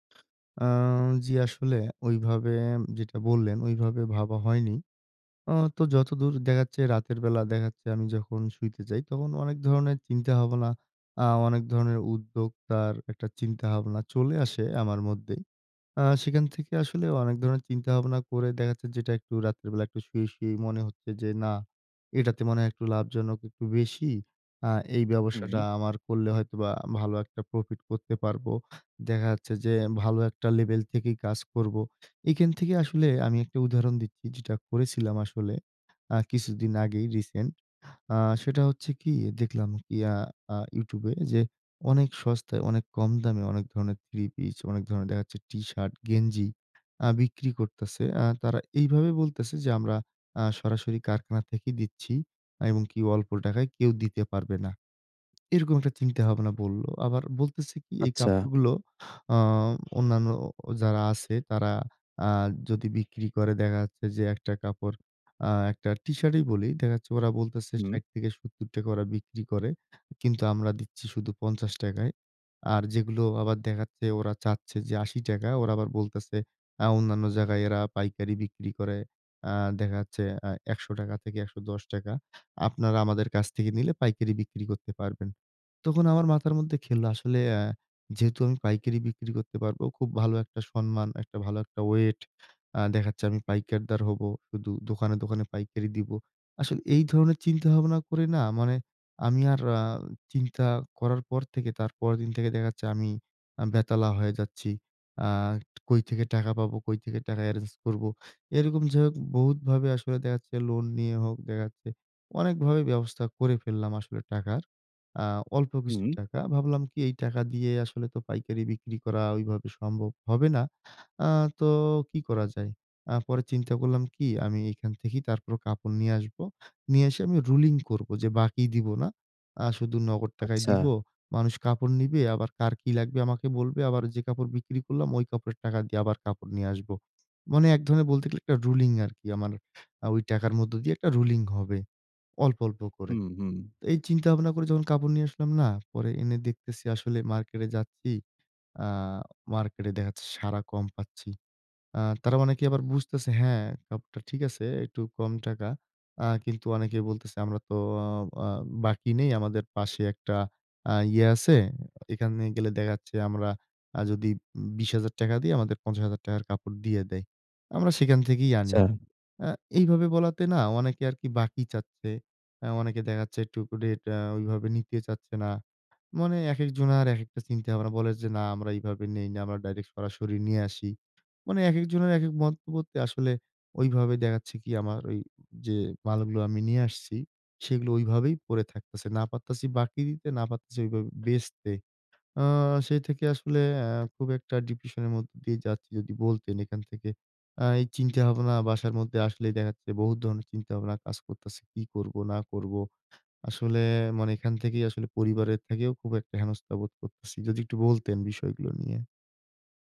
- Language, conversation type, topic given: Bengali, advice, বাড়িতে থাকলে কীভাবে উদ্বেগ কমিয়ে আরাম করে থাকতে পারি?
- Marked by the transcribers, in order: in English: "রুলিং"; in English: "রুলিং"; in English: "রুলিং"